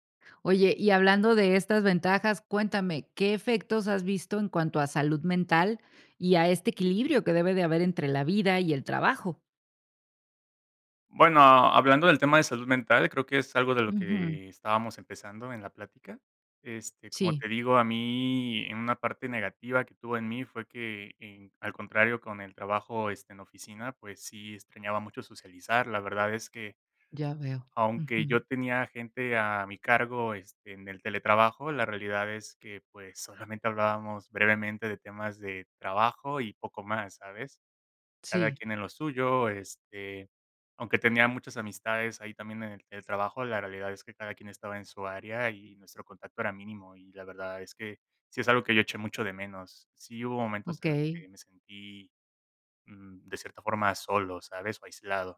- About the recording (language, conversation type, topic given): Spanish, podcast, ¿Qué opinas del teletrabajo frente al trabajo en la oficina?
- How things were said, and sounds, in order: chuckle